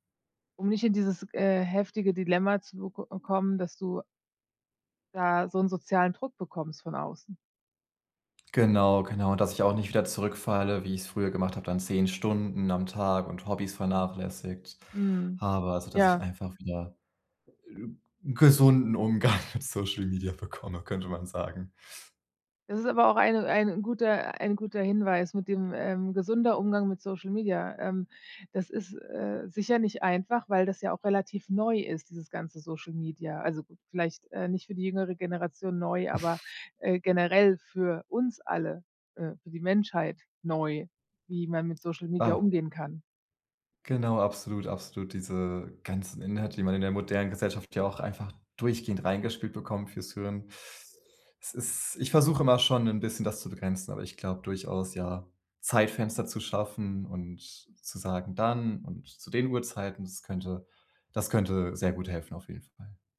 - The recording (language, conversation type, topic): German, advice, Wie gehe ich mit Geldsorgen und dem Druck durch Vergleiche in meinem Umfeld um?
- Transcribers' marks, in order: laughing while speaking: "Umgang mit Social Media bekomme"; chuckle